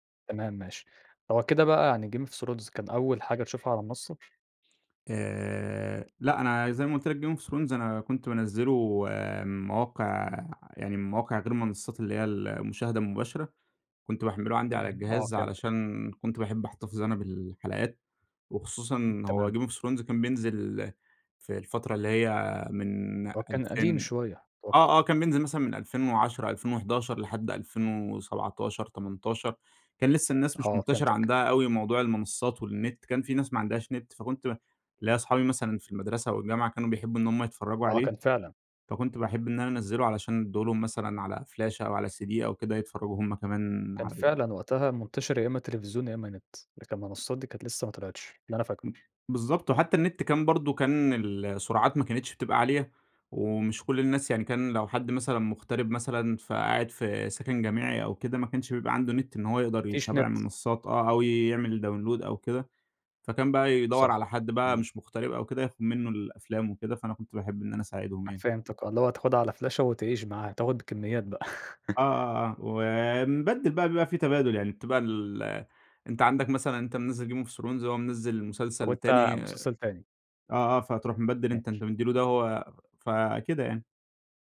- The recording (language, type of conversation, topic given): Arabic, podcast, إيه اللي بتحبه أكتر: تروح السينما ولا تتفرّج أونلاين في البيت؟ وليه؟
- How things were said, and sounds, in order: in English: "game of thrones"; other background noise; in English: "Game of Thrones"; tapping; in English: "Game of Thrones"; in English: "CD"; in English: "Download"; unintelligible speech; laugh; in English: "Game of Thrones"